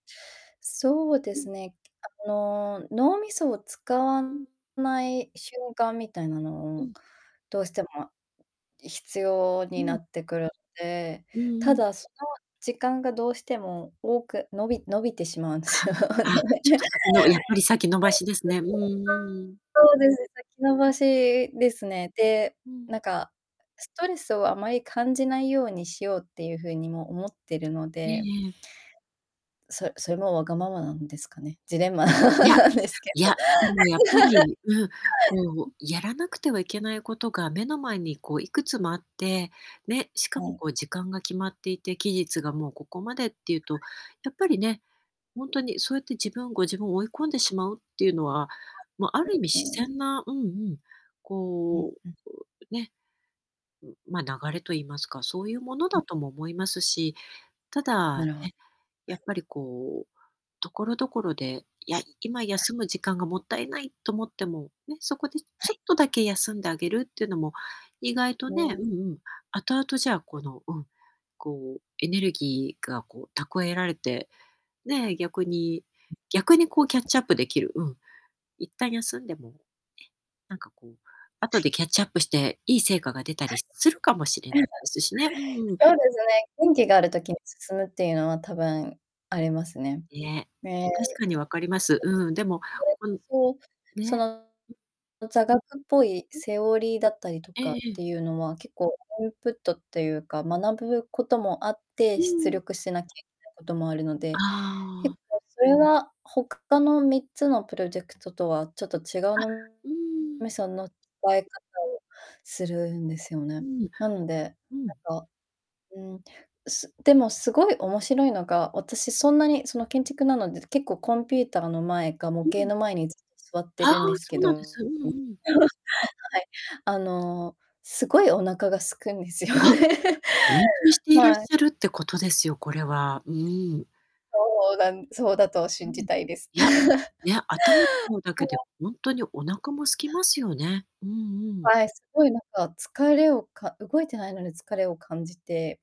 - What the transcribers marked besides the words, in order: distorted speech; chuckle; unintelligible speech; laugh; laughing while speaking: "なんですけど"; laugh; unintelligible speech; unintelligible speech; other background noise; tapping; unintelligible speech; unintelligible speech; laugh; laughing while speaking: "空くんですよね"; unintelligible speech; laugh
- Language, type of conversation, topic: Japanese, advice, いつも疲れて集中できず仕事の効率が落ちているのは、どうすれば改善できますか？